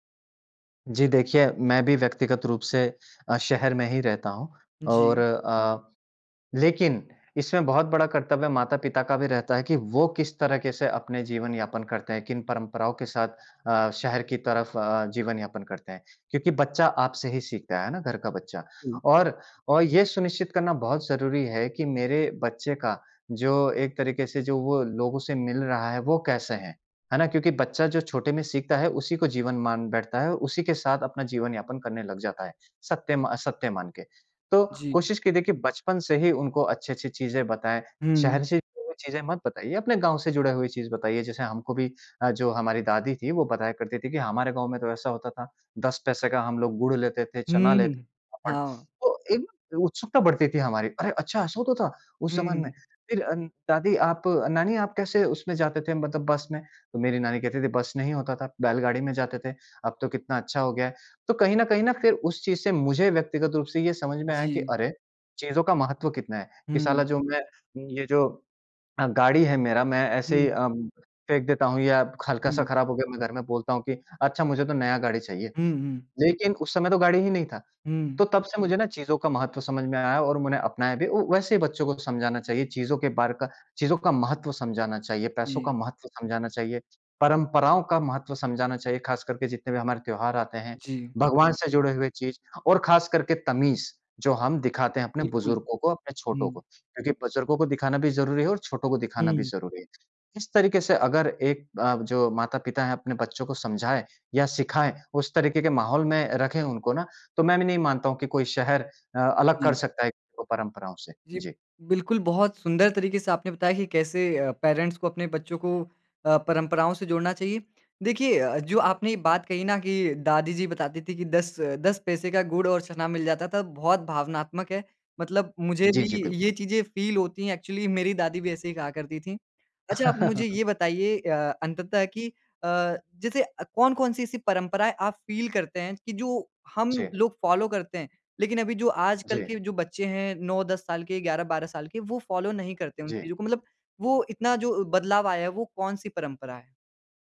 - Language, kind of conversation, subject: Hindi, podcast, नई पीढ़ी तक परंपराएँ पहुँचाने का आपका तरीका क्या है?
- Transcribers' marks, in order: unintelligible speech; in English: "पेरेंट्स"; tapping; in English: "फील"; in English: "एक्चुअली"; chuckle; in English: "फील"; in English: "फॉलो"; in English: "फॉलो"